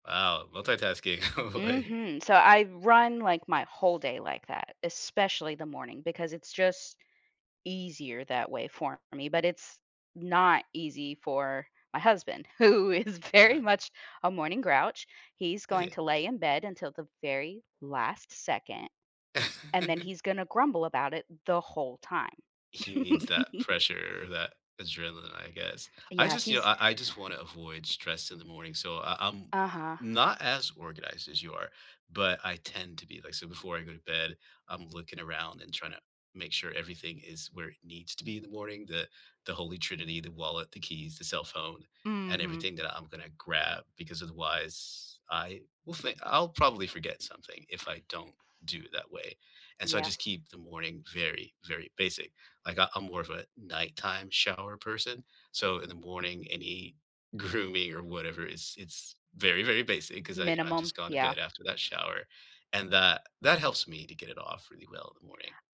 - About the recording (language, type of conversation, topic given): English, unstructured, What morning habits help you start your day well?
- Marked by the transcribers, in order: laughing while speaking: "no way"; other background noise; laughing while speaking: "who is very much"; laugh; chuckle; tapping; background speech; laughing while speaking: "grooming"